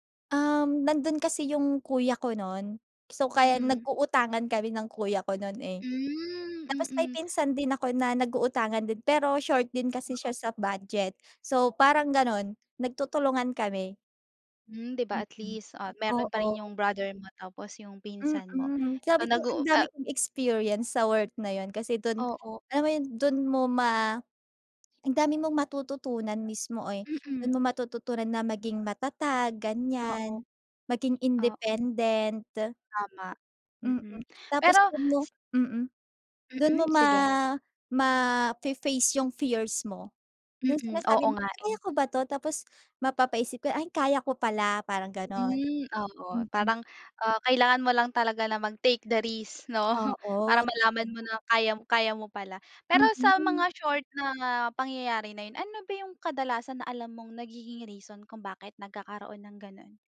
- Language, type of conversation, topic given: Filipino, podcast, Ano ang pinakamalaking hamon na naranasan mo sa trabaho?
- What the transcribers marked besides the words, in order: none